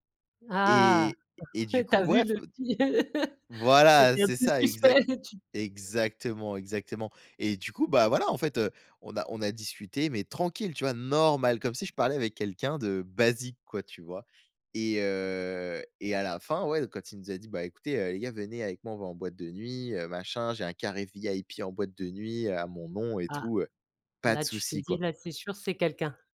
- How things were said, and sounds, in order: chuckle; laugh; other background noise; stressed: "Normal"; stressed: "basique"
- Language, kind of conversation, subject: French, podcast, Quelle a été ta plus belle rencontre en voyage ?